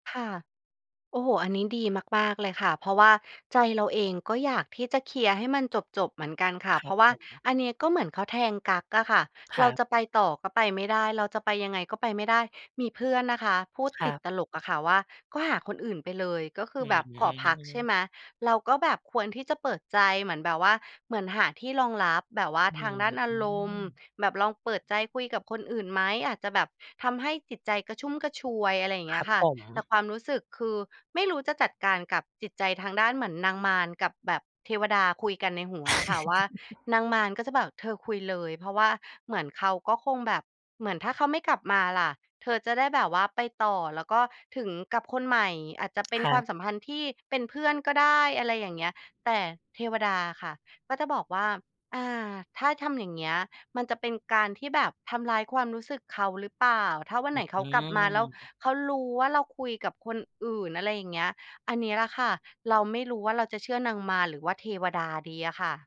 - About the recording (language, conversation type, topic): Thai, advice, จะรับมืออย่างไรเมื่อคู่ชีวิตขอพักความสัมพันธ์และคุณไม่รู้จะทำอย่างไร
- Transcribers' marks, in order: chuckle